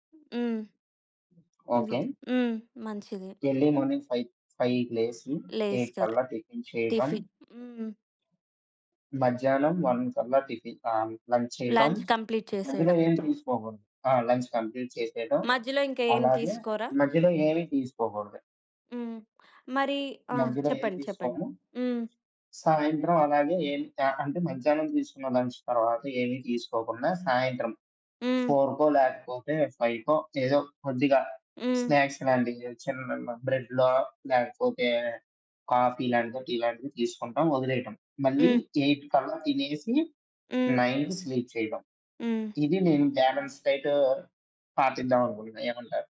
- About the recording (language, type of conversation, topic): Telugu, podcast, రోజూ సంతులితమైన ఆహారాన్ని మీరు ఎలా ప్రణాళిక చేసుకుంటారో చెప్పగలరా?
- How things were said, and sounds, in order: other background noise; in English: "ఎర్లీ మార్నింగ్ ఫైవ్ ఫైవ్‌కి"; in English: "ఎయిట్"; in English: "టిఫిన్"; in English: "టిఫిన్"; in English: "వన్"; in English: "టిఫిన్"; in English: "లంచ్"; in English: "లంచ్ కంప్లీట్"; in English: "లంచ్ కంప్లీట్"; in English: "లంచ్"; in English: "ఫోర్‌కో"; in English: "ఫైవ్‌కో"; in English: "స్నాక్స్"; in English: "బ్రెడ్‌లో"; in English: "ఎయిట్"; in English: "నైన్‌కి స్లీప్"; in English: "బ్యాలెన్స్ డైట్"